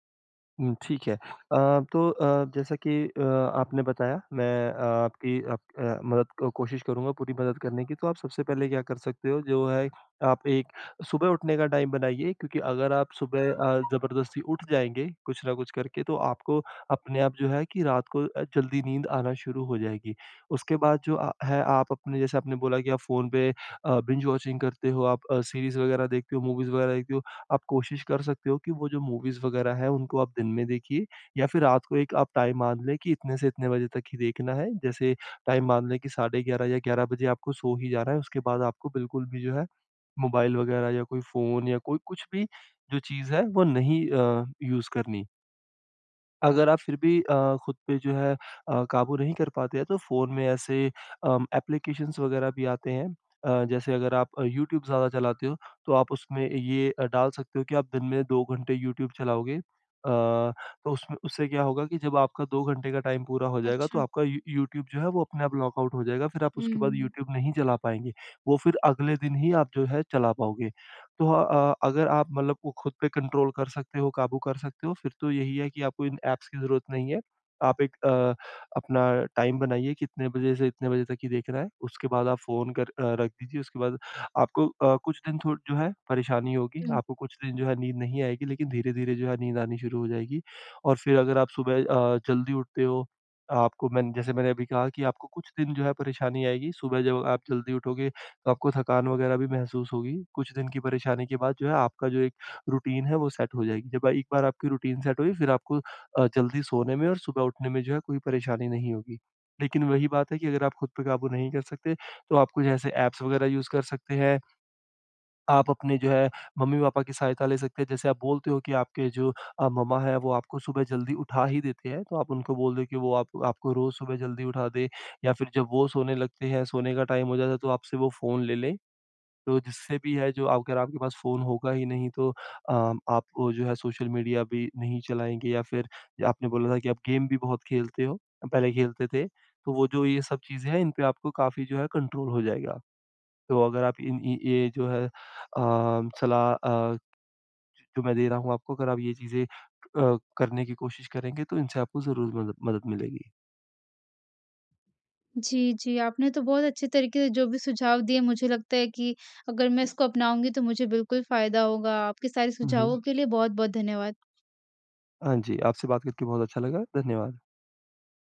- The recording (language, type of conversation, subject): Hindi, advice, मोबाइल या स्क्रीन देखने के कारण देर तक जागने पर सुबह थकान क्यों महसूस होती है?
- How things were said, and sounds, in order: in English: "टाइम"; in English: "बिंज वॉचिंग"; in English: "सीरीज़"; in English: "मूवीज़"; in English: "मूवीज़"; in English: "टाइम"; in English: "टाइम"; in English: "यूज़"; in English: "टाइम"; in English: "लॉकआउट"; in English: "कंट्रोल"; in English: "रूटीन"; in English: "सेट"; in English: "रूटीन सेट"; in English: "यूज़"; in English: "कंट्रोल"